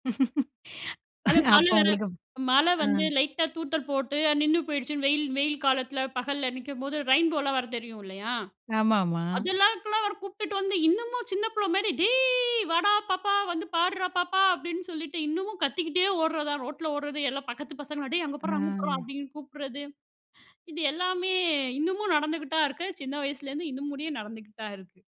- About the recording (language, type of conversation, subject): Tamil, podcast, உங்களுக்கு பிடித்த பருவம் எது, ஏன்?
- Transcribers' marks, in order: laugh; in English: "ரெயின்போ"